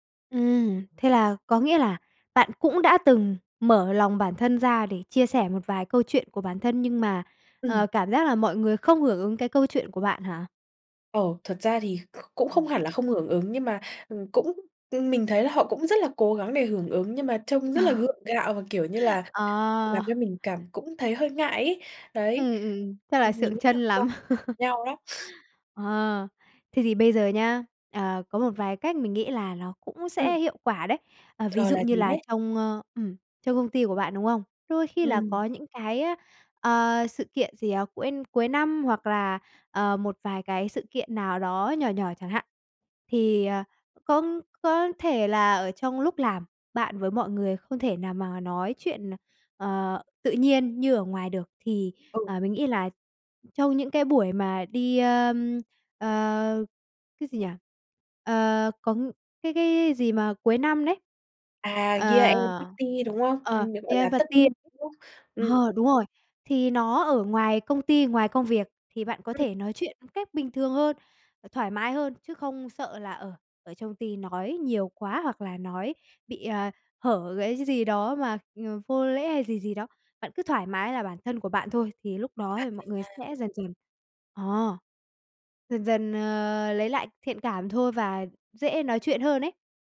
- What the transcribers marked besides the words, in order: tapping; sniff; laughing while speaking: "Ờ"; laugh; sniff; "cũng" said as "cõn"; "công" said as "cõn"; in English: "Year End Party"; in English: "Year End Party"; other background noise
- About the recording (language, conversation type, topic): Vietnamese, advice, Tại sao bạn phải giấu con người thật của mình ở nơi làm việc vì sợ hậu quả?